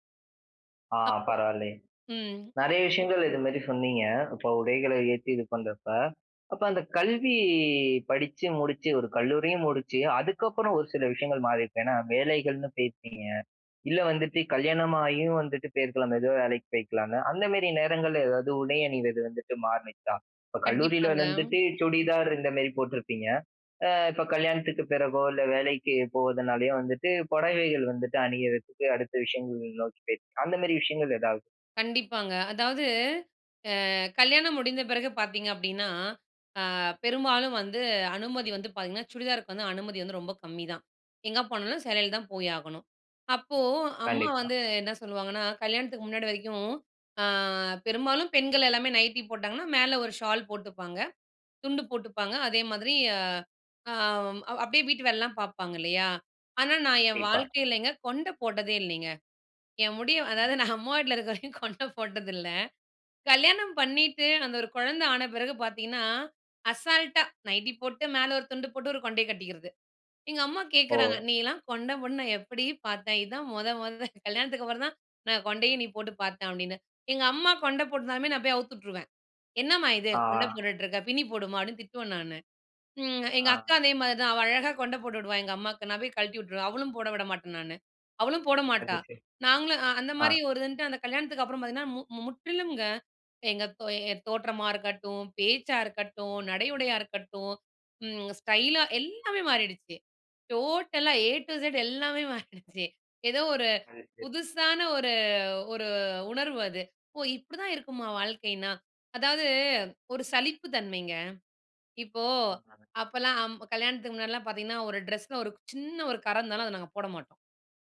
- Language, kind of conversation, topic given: Tamil, podcast, வயது கூடிக்கொண்டே போகும்போது, உங்கள் நடைமுறையில் என்னென்ன மாற்றங்கள் வந்துள்ளன?
- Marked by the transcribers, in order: other background noise; drawn out: "கல்வி"; laughing while speaking: "நா அம்மா வீட்ல இருக்க வரைக்கும் கொண்ட போட்டதில்ல"; in English: "அசால்ட்டா"; laughing while speaking: "மொத மொத"; in English: "டோட்டலா 'ஏ டூ இசட்'"; laughing while speaking: "எல்லாமே மாறிடுச்சு"